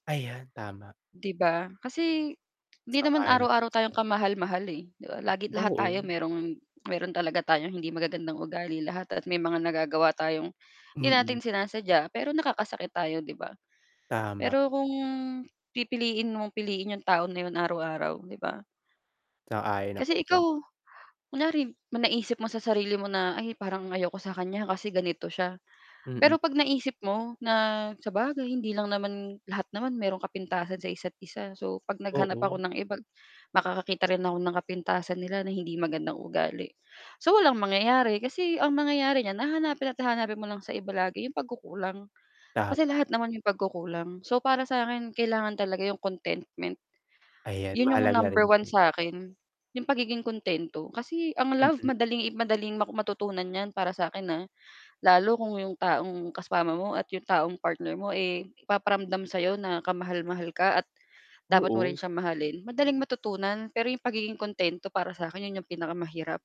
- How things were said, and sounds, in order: static; tapping; distorted speech; other background noise
- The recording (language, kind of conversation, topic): Filipino, unstructured, Paano mo inilalarawan ang isang magandang relasyon?